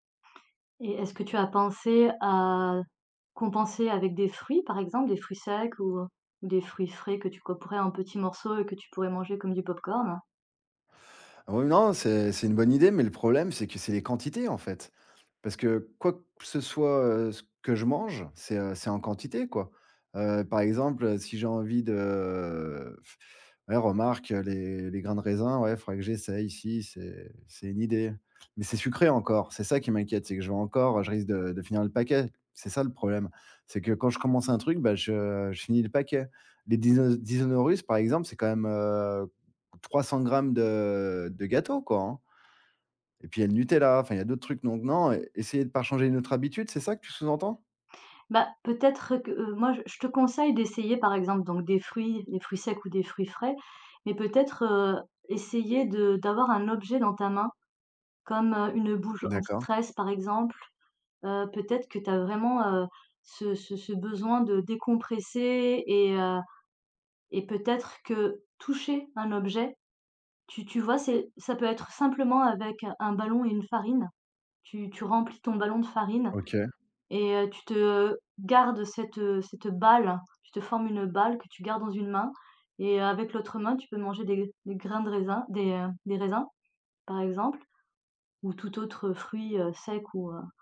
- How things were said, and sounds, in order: other background noise; drawn out: "de"; sigh; "Dinosaurus" said as "Disonaurus"; tapping
- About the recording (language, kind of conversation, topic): French, advice, Comment puis-je remplacer le grignotage nocturne par une habitude plus saine ?